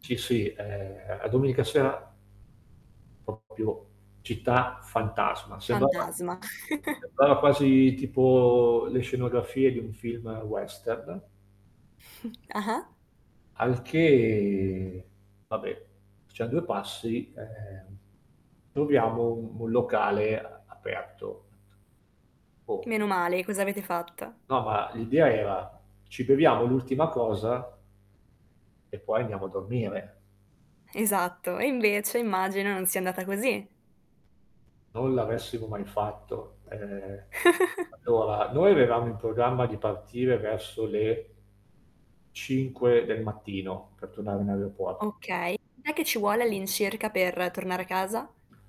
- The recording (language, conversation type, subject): Italian, podcast, Quale festa o celebrazione locale ti ha colpito di più?
- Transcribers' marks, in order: static; distorted speech; chuckle; chuckle; other background noise; chuckle